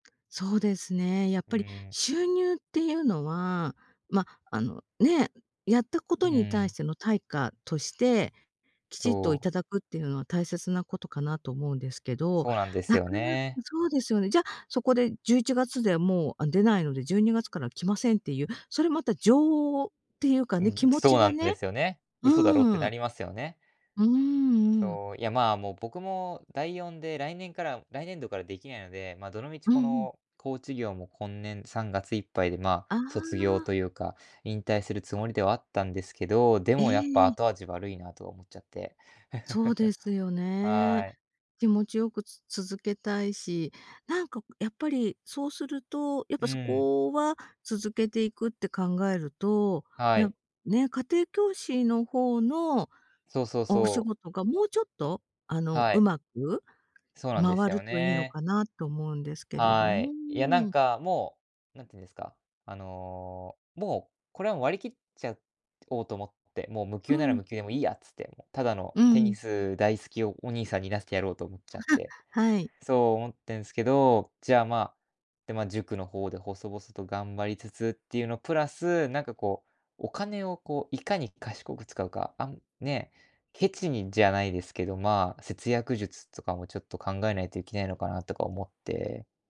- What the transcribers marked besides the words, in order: chuckle; other background noise; laugh
- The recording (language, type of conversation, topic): Japanese, advice, 給料が少なくて毎月の生活費が足りないと感じているのはなぜですか？